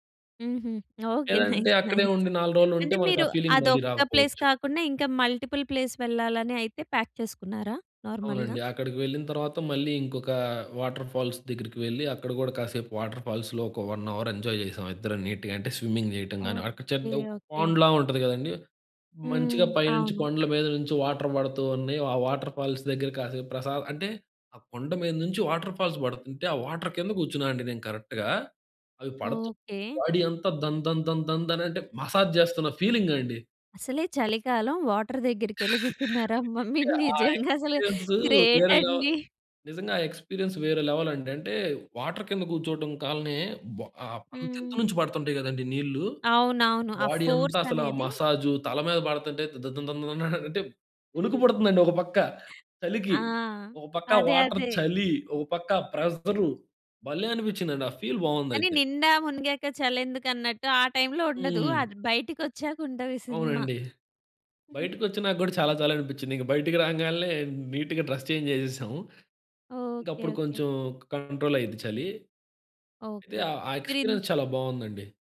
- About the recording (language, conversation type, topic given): Telugu, podcast, మీకు నెమ్మదిగా కూర్చొని చూడడానికి ఇష్టమైన ప్రకృతి స్థలం ఏది?
- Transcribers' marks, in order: in English: "నైస్ నైస్"; in English: "ప్లేస్"; in English: "ఫీలింగ్"; in English: "మల్టిపుల్ ప్లేస్"; in English: "ప్యాక్"; in English: "నార్మల్‌గా"; in English: "వాటర్ ఫాల్స్"; in English: "వాటర్ ఫాల్స్‌లో"; in English: "వన్ అవర్ ఎంజాయ్"; in English: "నీట్‌గా"; in English: "స్విమ్మింగ్"; in English: "పాండ్‌లా"; in English: "వాటర్"; in English: "వాటర్ ఫాల్స్"; in English: "వాటర్ ఫాల్స్"; in English: "వాటర్"; in English: "కరెక్ట్‌గా"; in English: "బాడీ"; in English: "మసాజ్"; in English: "ఫీలింగ్"; in English: "వాటర్"; chuckle; in English: "ఎక్స్‌పీరియన్స్"; laughing while speaking: "అమ్మ! మీరు నిజంగా అసలు గ్రేట్ అండి"; in English: "గ్రేట్"; in English: "ఎక్స్‌పీరియన్స్"; in English: "లెవెల్"; in English: "వాటర్"; in English: "బాడీ"; in English: "ఫోర్స్"; giggle; in English: "వాటర్"; in English: "ఫీల్"; chuckle; in English: "నీట్‌గా డ్రెస్ చేంజ్"; in English: "కంట్రోల్"; in English: "ఎక్స్‌పీరియన్స్"